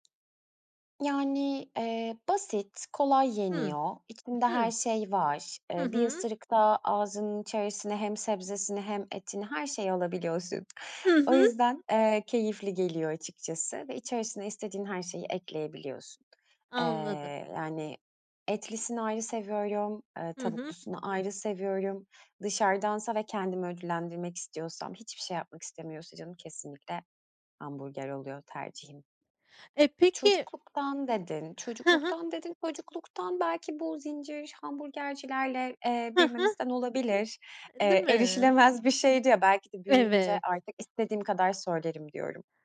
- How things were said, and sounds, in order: other background noise; tapping
- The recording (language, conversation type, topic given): Turkish, podcast, Sence gerçek konfor yemeği hangisi ve neden?